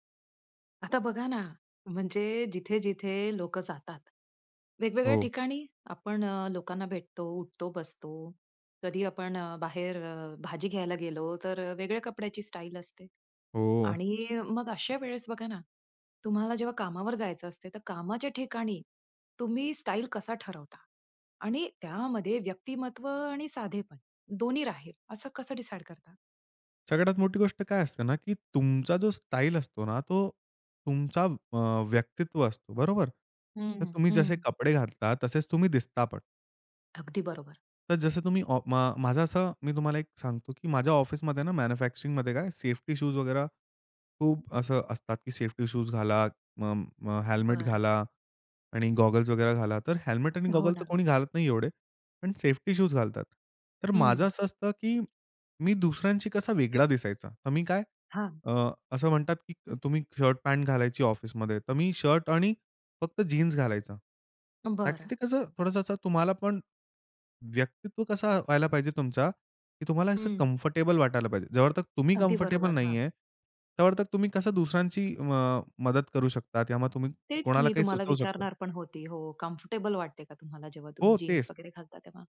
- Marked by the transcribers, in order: in English: "डिसाईड"; in English: "मॅन्युफॅक्चरिंगमध्ये"; in English: "कम्फर्टेबल"; "जोपर्यंत" said as "जवरतर"; in English: "कम्फर्टेबल"; "तोपर्यंत" said as "तवरतर"; in English: "कम्फर्टेबल"
- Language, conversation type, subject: Marathi, podcast, कामाच्या ठिकाणी व्यक्तिमत्व आणि साधेपणा दोन्ही टिकतील अशी शैली कशी ठेवावी?